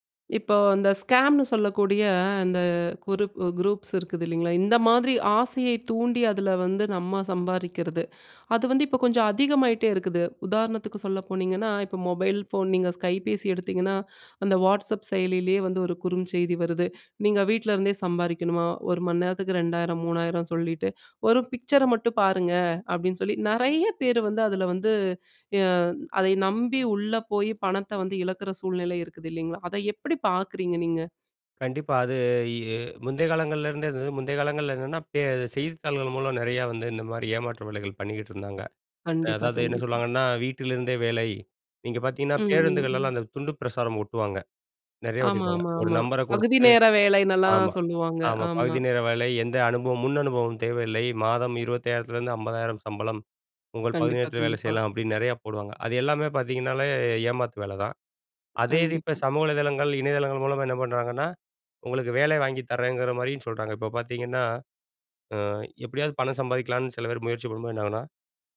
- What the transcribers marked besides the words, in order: in English: "ஸ்கேம்ன்னு"; "கைபேசி" said as "ஸ்கைபேசி"
- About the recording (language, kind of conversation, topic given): Tamil, podcast, பணம் சம்பாதிப்பதில் குறுகிய கால இலாபத்தையும் நீண்டகால நிலையான வருமானத்தையும் நீங்கள் எப்படி தேர்வு செய்கிறீர்கள்?